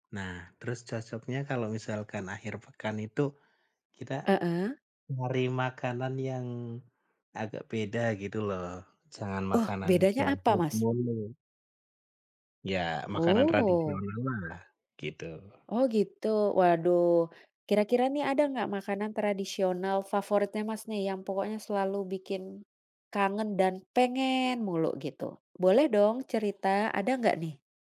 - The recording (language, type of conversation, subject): Indonesian, unstructured, Apa makanan tradisional favoritmu yang selalu membuatmu rindu?
- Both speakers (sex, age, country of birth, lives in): female, 35-39, Indonesia, Netherlands; male, 30-34, Indonesia, Indonesia
- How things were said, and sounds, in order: in English: "junk food"; other background noise